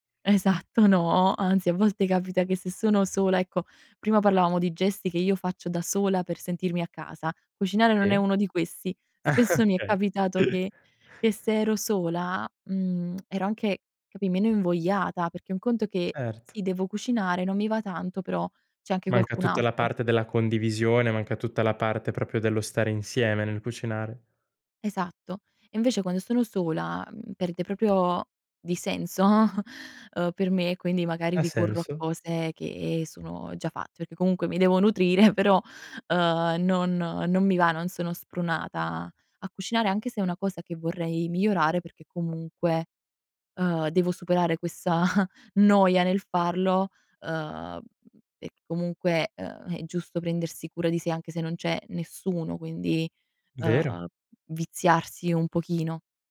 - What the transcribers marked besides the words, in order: laughing while speaking: "Esatto"; laugh; "proprio" said as "propio"; "proprio" said as "propio"; laughing while speaking: "senso"; laughing while speaking: "nutrire"; laughing while speaking: "questa"; other background noise
- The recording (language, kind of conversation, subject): Italian, podcast, C'è un piccolo gesto che, per te, significa casa?